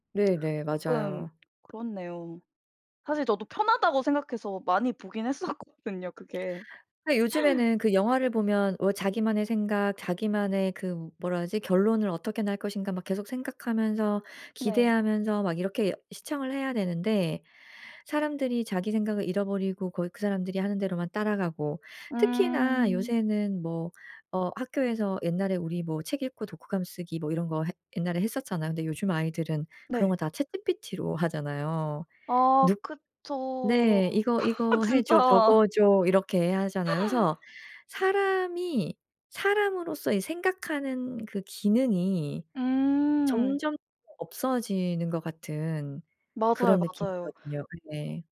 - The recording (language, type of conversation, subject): Korean, podcast, 스포일러 문화가 시청 경험을 어떻게 바꿀까요?
- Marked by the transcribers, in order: other background noise; tapping; laughing while speaking: "했었거든요"; laugh